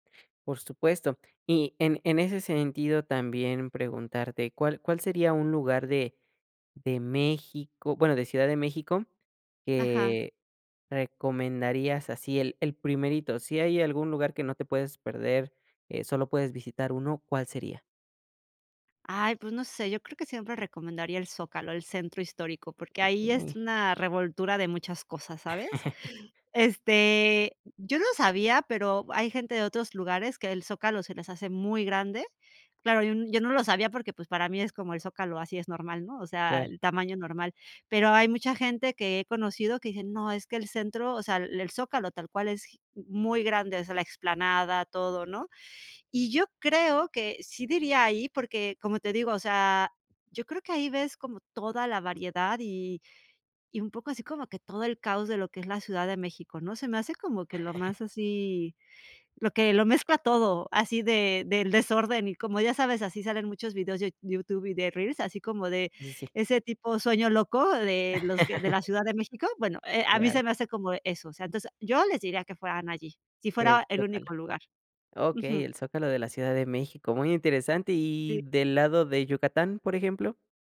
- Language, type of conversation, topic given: Spanish, podcast, ¿Qué significa para ti decir que eres de algún lugar?
- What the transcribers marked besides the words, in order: laugh; chuckle; laugh